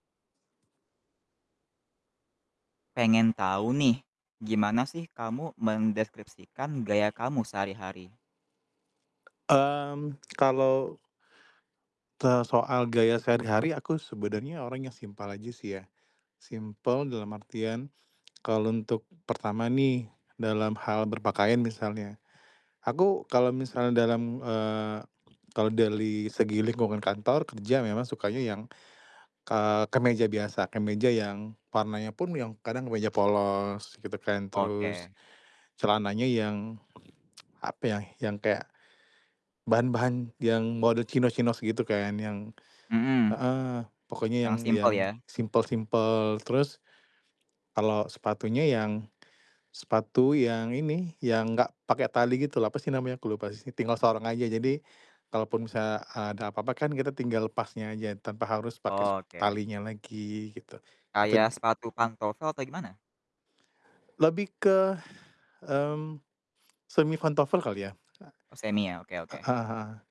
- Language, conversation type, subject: Indonesian, podcast, Bagaimana kamu mendeskripsikan gaya berpakaianmu sehari-hari?
- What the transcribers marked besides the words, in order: other background noise; tsk; distorted speech